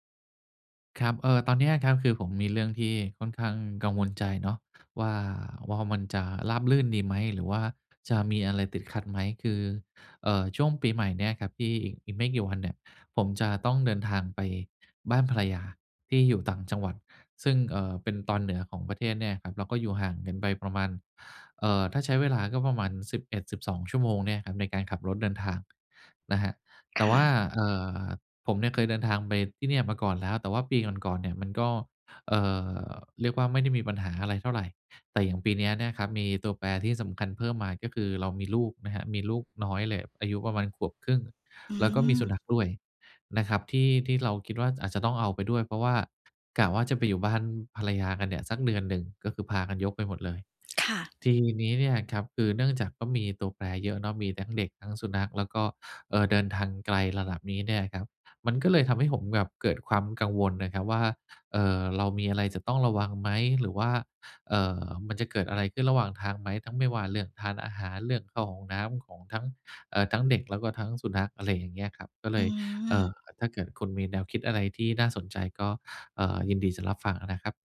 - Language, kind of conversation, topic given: Thai, advice, ควรเตรียมตัวอย่างไรเพื่อลดความกังวลเมื่อต้องเดินทางไปต่างจังหวัด?
- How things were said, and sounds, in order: other background noise